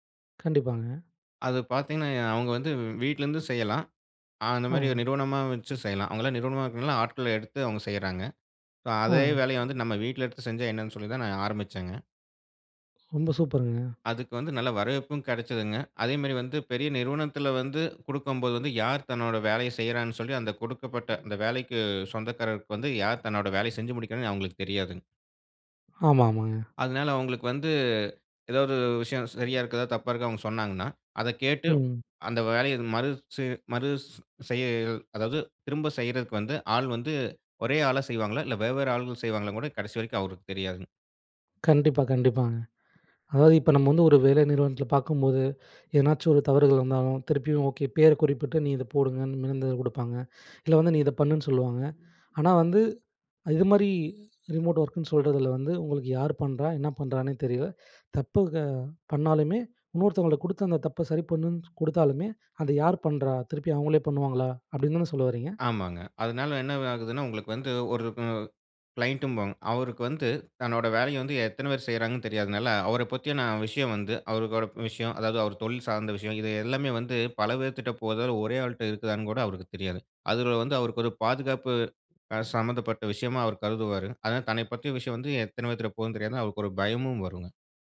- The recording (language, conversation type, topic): Tamil, podcast, மெய்நிகர் வேலை உங்கள் சமநிலைக்கு உதவுகிறதா, அல்லது அதை கஷ்டப்படுத்துகிறதா?
- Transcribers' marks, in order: "அந்த" said as "ஆந்த"; other background noise; other noise; drawn out: "வந்து"; inhale; unintelligible speech; in English: "ரிமோட் ஒர்க்குன்னு"; in English: "க்ளைண்ட்ம்போம்"; "அவரோட" said as "அவருக்கோட"; "பேர்க்கிட்ட" said as "பேர்த்திட்ட"